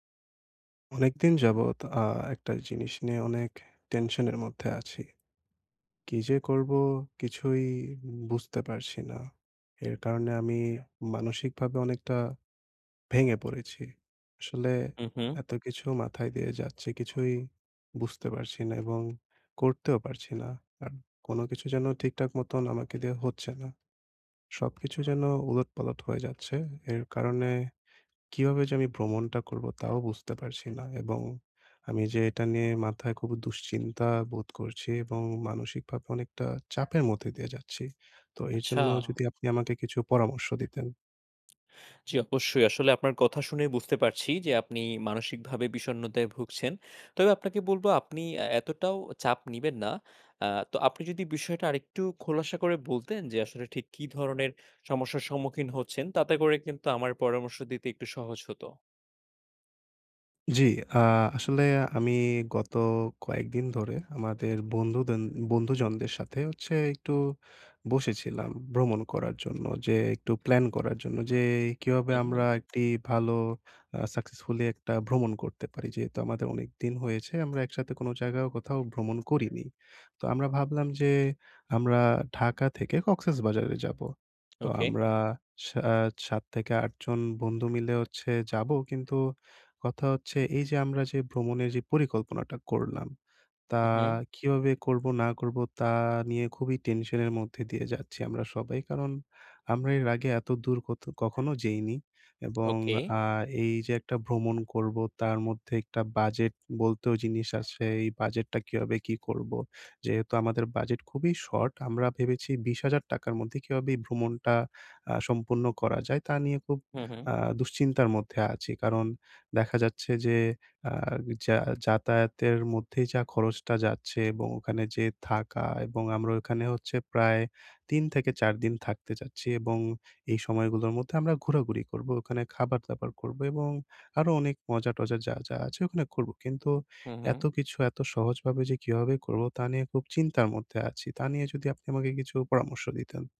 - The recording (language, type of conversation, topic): Bengali, advice, ভ্রমণ পরিকল্পনা ও প্রস্তুতি
- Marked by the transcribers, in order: tapping; other background noise